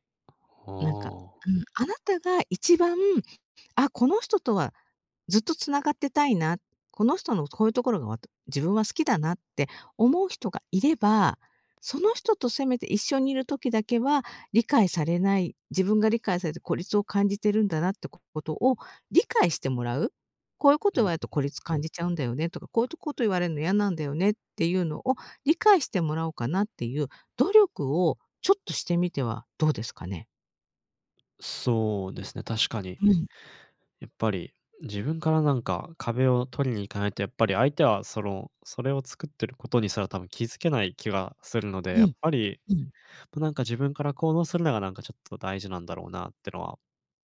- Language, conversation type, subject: Japanese, advice, 周囲に理解されず孤独を感じることについて、どのように向き合えばよいですか？
- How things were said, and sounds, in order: none